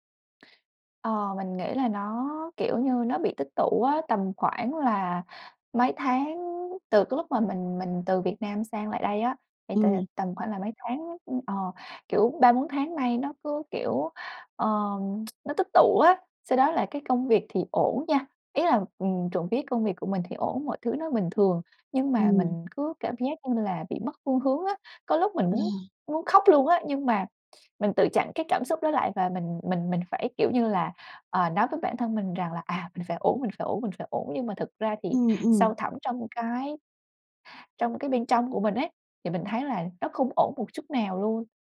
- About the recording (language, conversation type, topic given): Vietnamese, advice, Tôi cảm thấy trống rỗng và khó chấp nhận nỗi buồn kéo dài; tôi nên làm gì?
- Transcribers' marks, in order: tsk; tapping